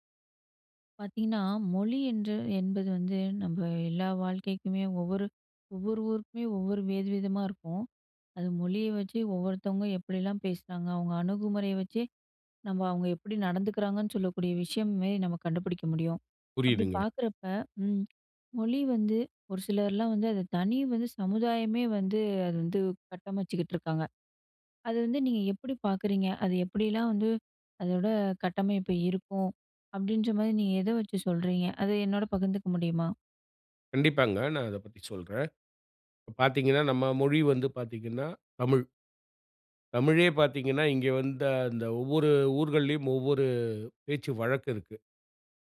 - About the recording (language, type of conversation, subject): Tamil, podcast, மொழி உங்கள் தனிச்சமுதாயத்தை எப்படிக் கட்டமைக்கிறது?
- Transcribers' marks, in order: none